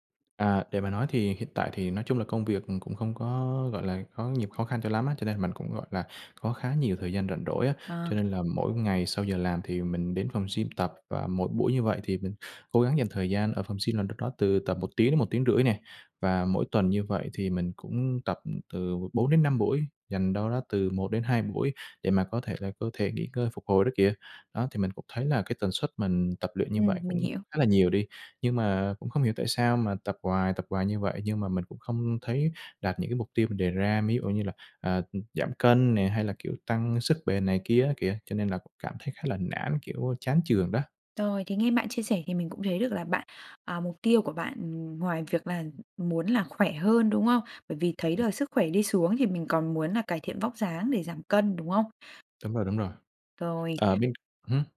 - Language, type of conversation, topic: Vietnamese, advice, Làm thế nào để duy trì thói quen tập luyện lâu dài khi tôi hay bỏ giữa chừng?
- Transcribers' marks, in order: tapping; other background noise